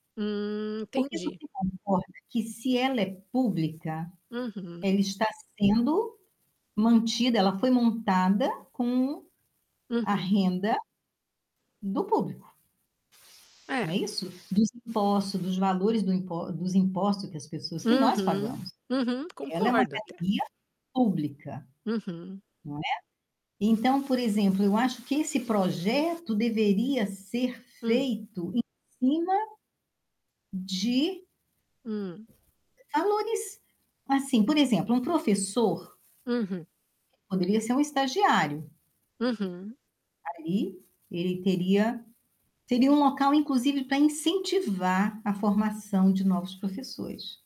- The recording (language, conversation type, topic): Portuguese, unstructured, Você acha justo cobrar taxas altas em academias públicas?
- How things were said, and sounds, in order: static; distorted speech; other background noise